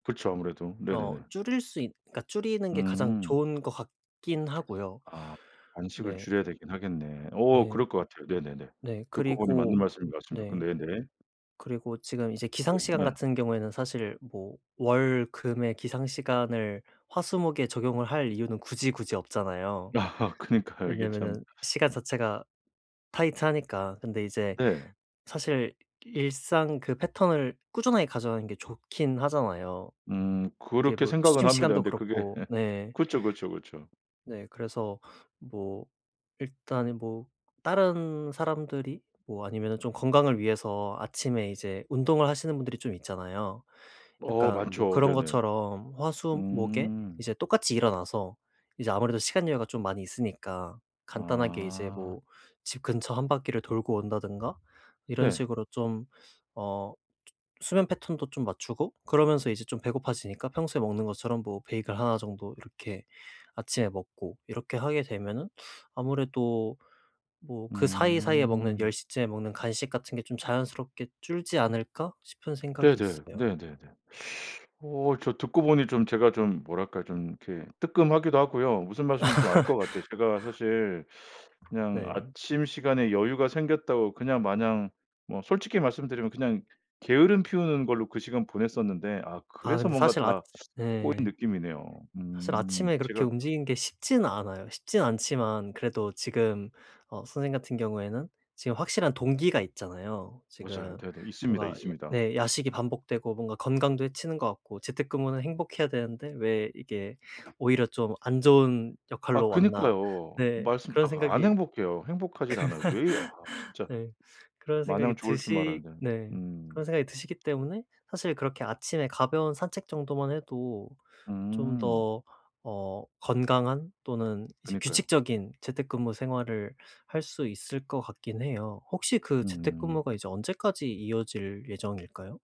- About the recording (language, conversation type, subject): Korean, advice, 출퇴근 때문에 규칙적으로 식사하기가 어려운데, 어떻게 해야 할까요?
- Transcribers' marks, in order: tapping; other background noise; laughing while speaking: "아 그니까요"; teeth sucking; laugh; teeth sucking; laugh; teeth sucking; teeth sucking; laugh